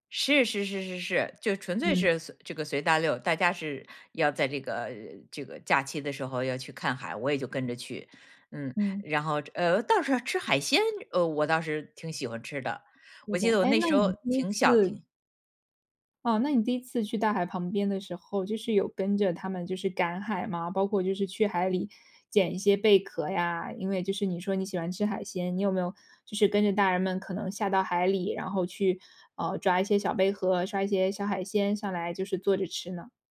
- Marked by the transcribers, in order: none
- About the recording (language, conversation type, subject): Chinese, podcast, 你第一次看到大海时是什么感觉？